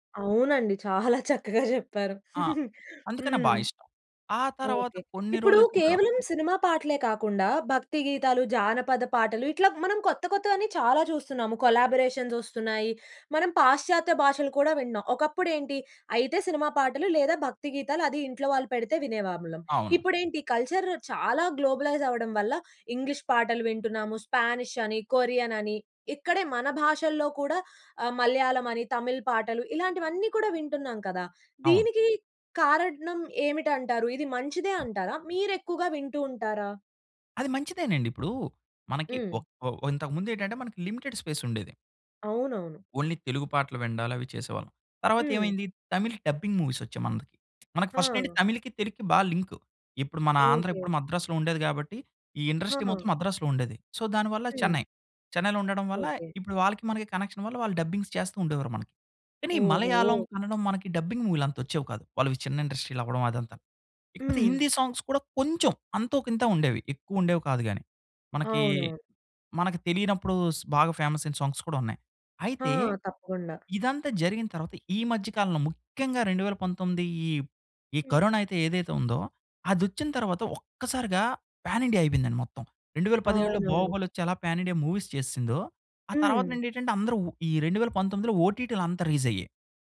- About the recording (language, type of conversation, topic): Telugu, podcast, పాటల మాటలు మీకు ఎంతగా ప్రభావం చూపిస్తాయి?
- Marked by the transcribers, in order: laughing while speaking: "చాలా చక్కగా చెప్పారు"; in English: "కొలబొరేషన్స్"; in English: "కల్చర్"; in English: "గ్లోబలైజ్"; tapping; in English: "లిమిటెడ్ స్పేస్"; in English: "ఓన్లీ"; in English: "డబ్బింగ్ మూవీస్"; in English: "ఫస్ట్"; in English: "ఇండస్ట్రీ"; in English: "సో"; in English: "కనెక్షన్"; in English: "డబ్బింగ్స్"; in English: "డబ్బింగ్స్ మూవీ‌లు"; in English: "సాంగ్స్"; in English: "ఫేమస్"; in English: "సాంగ్స్"; in English: "పాన్"; in English: "పాన్"; in English: "మూవీస్"; in English: "రేజ్"